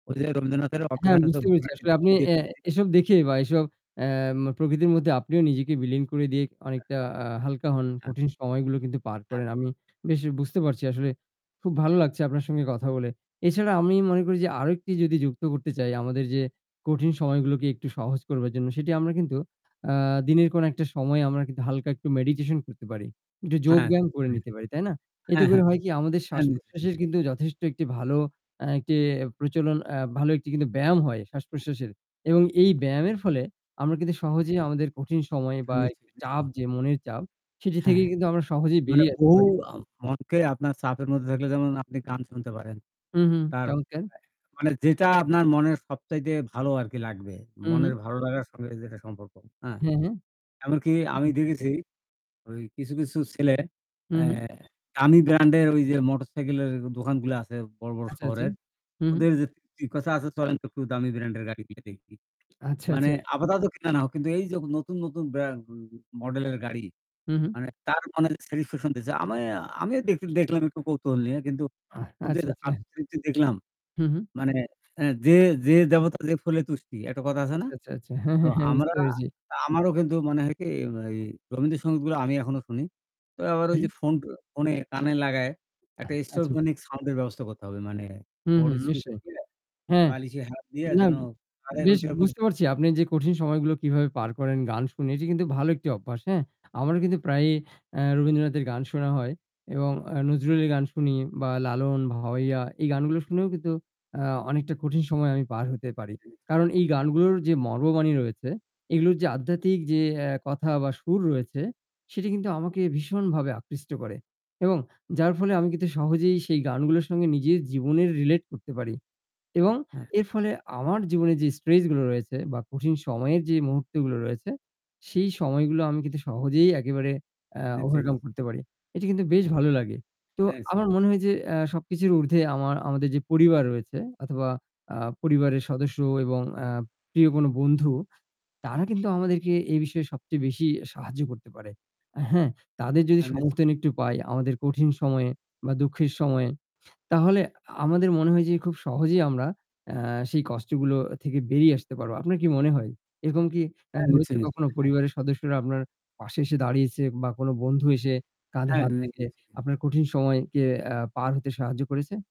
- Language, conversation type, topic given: Bengali, unstructured, কঠিন সময়ে তুমি কীভাবে নিজেকে সামলাও?
- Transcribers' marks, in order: static; distorted speech; lip smack; other background noise; tapping; throat clearing; unintelligible speech; unintelligible speech; unintelligible speech; unintelligible speech